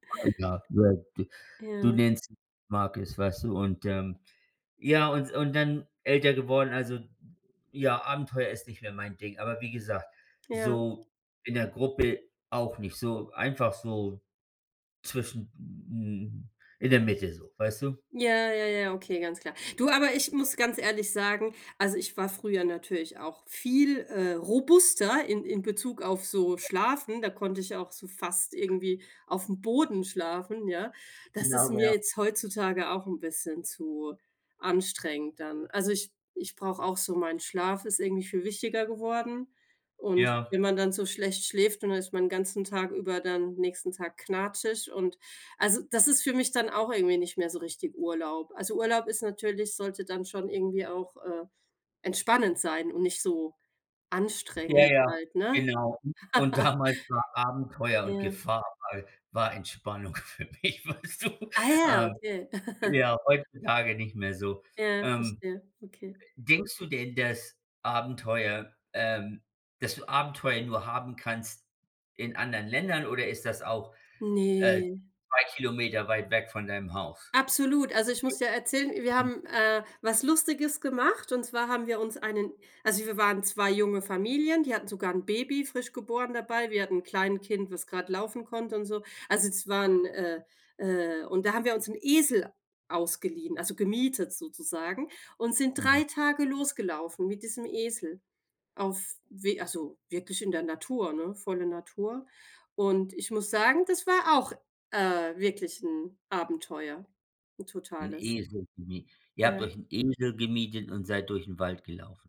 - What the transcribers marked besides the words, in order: unintelligible speech; other background noise; laugh; laughing while speaking: "Entspannung für mich, weißt du?"; giggle; drawn out: "Ne"; unintelligible speech
- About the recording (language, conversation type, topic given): German, unstructured, Was bedeutet für dich Abenteuer beim Reisen?